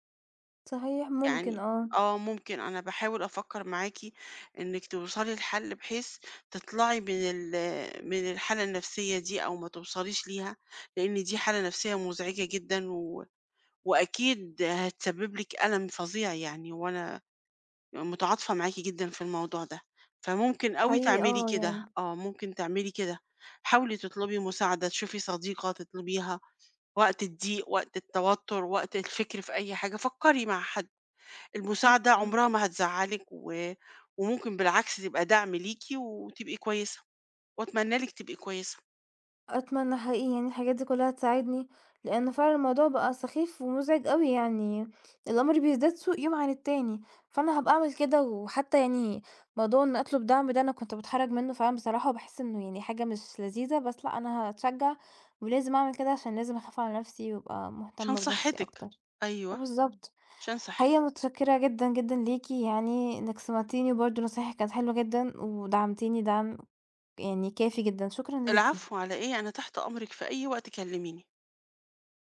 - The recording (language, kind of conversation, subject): Arabic, advice, إزاي بتتعامل مع الأكل العاطفي لما بتكون متوتر أو زعلان؟
- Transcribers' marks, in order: none